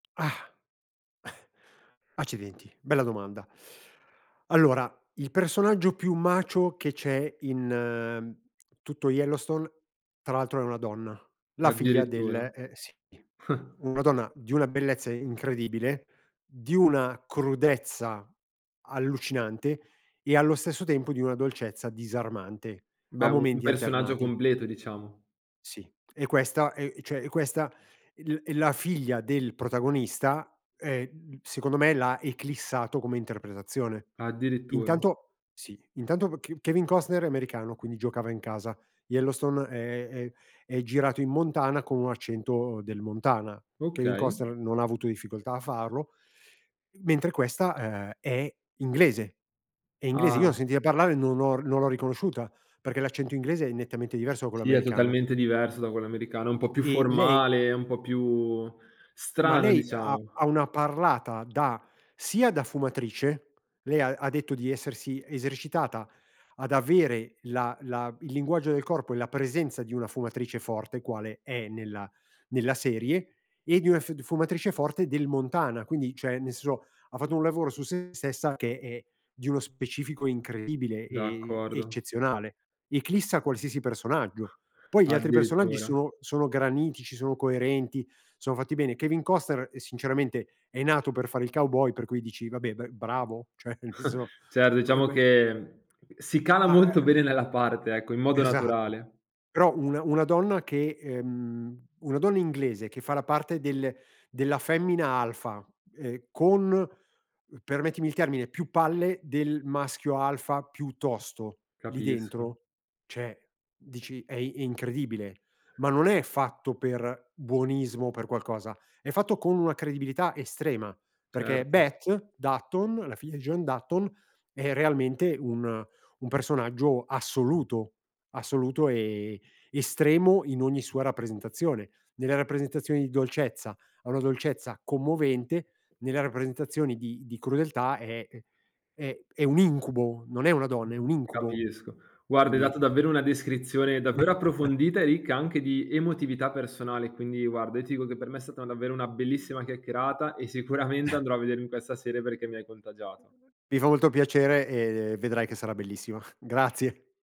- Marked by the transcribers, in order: other background noise; chuckle; chuckle; "senso" said as "sezo"; chuckle; laughing while speaking: "nel sezo"; "senso" said as "sezo"; chuckle; chuckle; chuckle
- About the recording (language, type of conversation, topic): Italian, podcast, Qual è la serie che non ti perdi mai e perché?